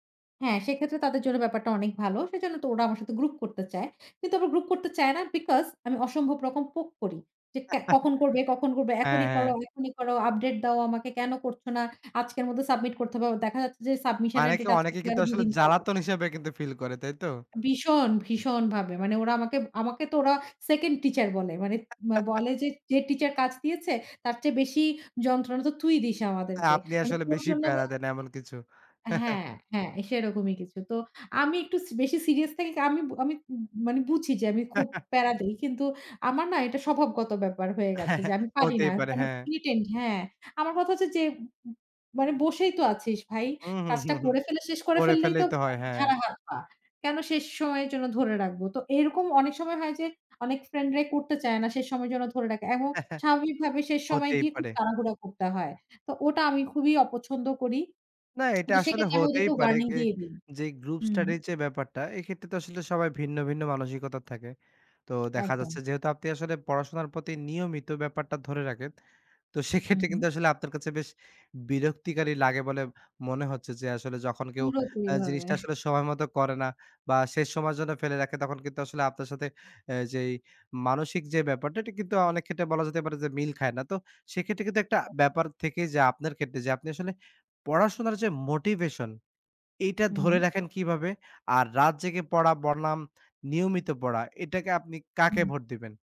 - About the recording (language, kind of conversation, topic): Bengali, podcast, ছাত্র হিসেবে তুমি কি পরীক্ষার আগে রাত জেগে পড়তে বেশি পছন্দ করো, নাকি নিয়মিত রুটিন মেনে পড়াশোনা করো?
- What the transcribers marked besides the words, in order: chuckle; unintelligible speech; chuckle; chuckle; chuckle; chuckle; other noise; tapping; other background noise; stressed: "সেক্ষেত্রে"; chuckle